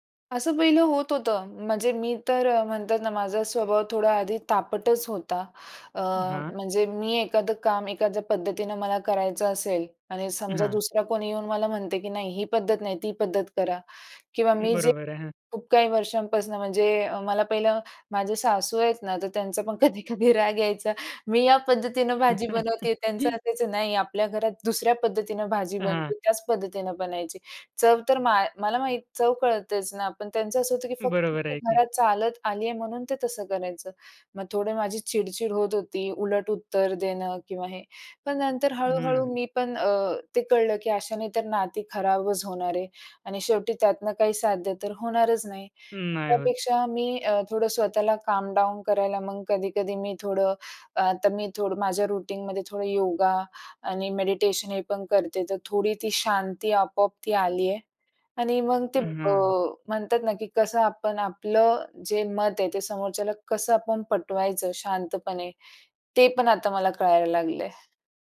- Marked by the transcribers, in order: laughing while speaking: "कधी-कधी राग यायचा"; chuckle; in English: "काम डाऊन"; in English: "रूटीनमध्ये"
- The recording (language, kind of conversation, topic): Marathi, podcast, एकत्र काम करताना मतभेद आल्यास तुम्ही काय करता?